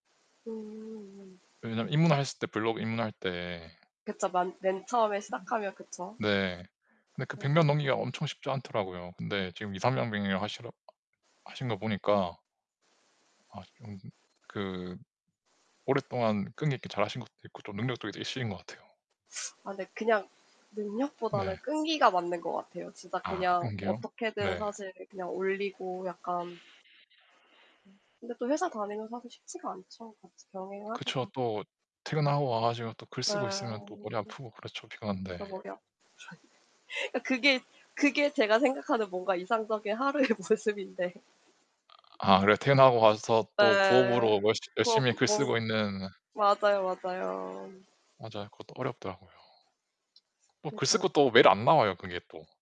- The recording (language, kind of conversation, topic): Korean, unstructured, 꿈꾸는 미래의 하루는 어떤 모습인가요?
- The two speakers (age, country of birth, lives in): 30-34, South Korea, Portugal; 30-34, South Korea, United States
- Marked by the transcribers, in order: static; "입문했을" said as "입문핬을"; other background noise; distorted speech; background speech; laughing while speaking: "아프죠"; laughing while speaking: "하루의 모습인데"; other noise